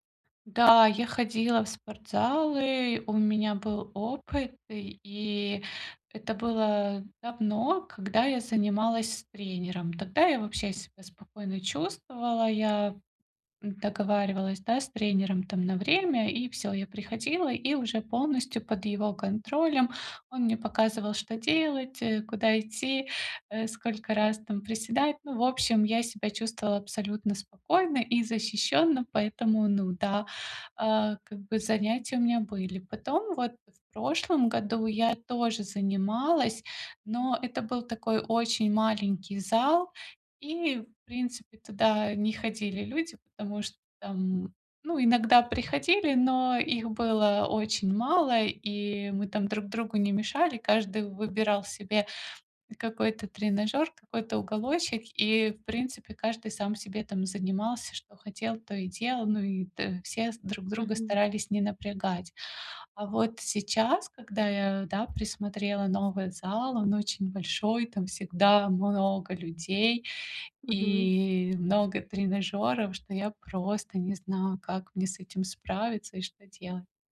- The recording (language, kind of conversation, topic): Russian, advice, Как мне начать заниматься спортом, не боясь осуждения окружающих?
- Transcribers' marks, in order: none